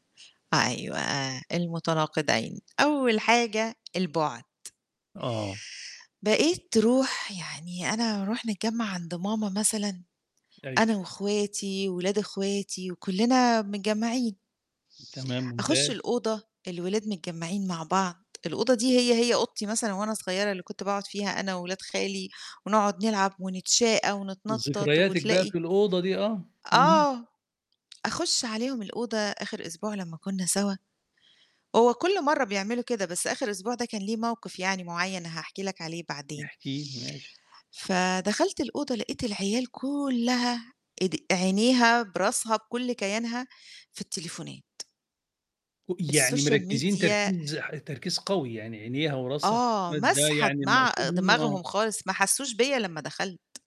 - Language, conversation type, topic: Arabic, podcast, السوشال ميديا قربتنا من بعض أكتر ولا فرّقتنا؟
- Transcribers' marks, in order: tapping; in English: "الsocial media"